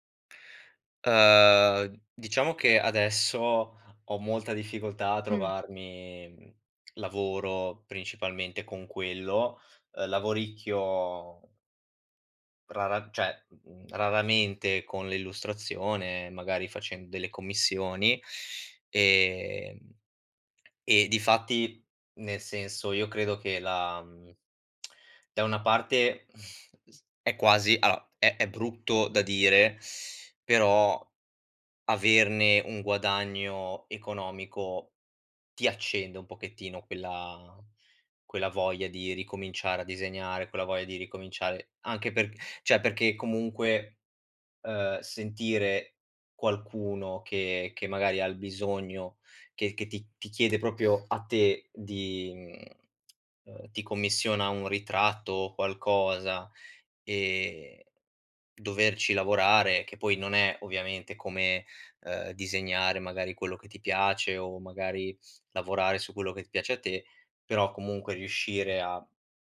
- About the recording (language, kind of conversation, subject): Italian, podcast, Come bilanci divertimento e disciplina nelle tue attività artistiche?
- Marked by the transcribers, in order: tapping; "cioè" said as "ceh"; lip smack; lip trill; "allora" said as "alo"; teeth sucking; "cioè" said as "ceh"; other noise; "proprio" said as "propio"